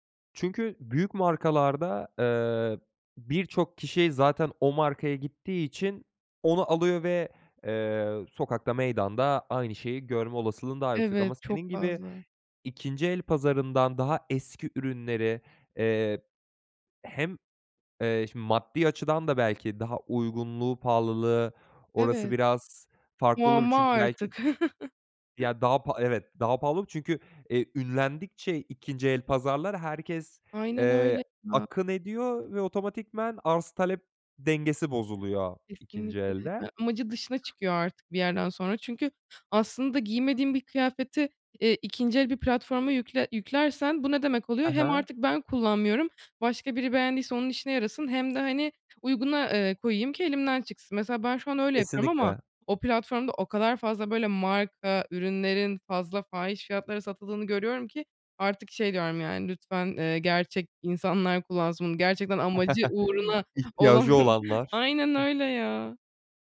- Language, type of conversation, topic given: Turkish, podcast, Moda trendleri seni ne kadar etkiler?
- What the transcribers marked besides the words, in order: chuckle; "otomatikman" said as "otomatikmen"; other background noise; chuckle; laughing while speaking: "İhtiyacı olanlar"; giggle